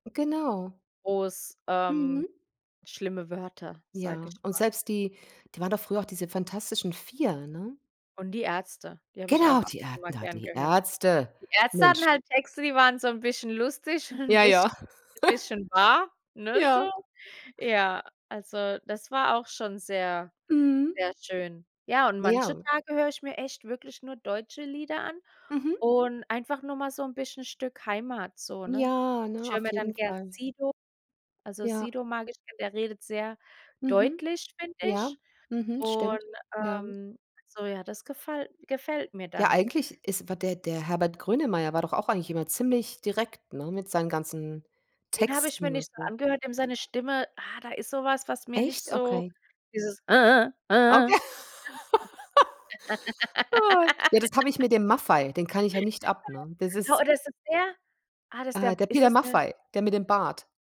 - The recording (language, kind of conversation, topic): German, unstructured, Wie hat sich dein Musikgeschmack im Laufe der Jahre verändert?
- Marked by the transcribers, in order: put-on voice: "na die Ärzte"; laugh; laughing while speaking: "und"; drawn out: "Ja"; laughing while speaking: "Okay"; laugh; other noise; laugh